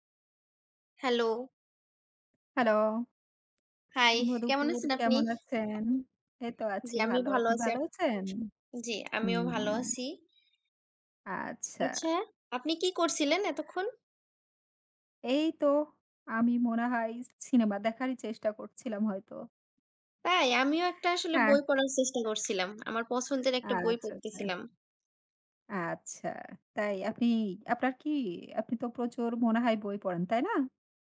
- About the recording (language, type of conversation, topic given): Bengali, unstructured, আপনি বই পড়া নাকি সিনেমা দেখা—কোনটি বেশি পছন্দ করেন এবং কেন?
- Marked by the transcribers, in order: other background noise; alarm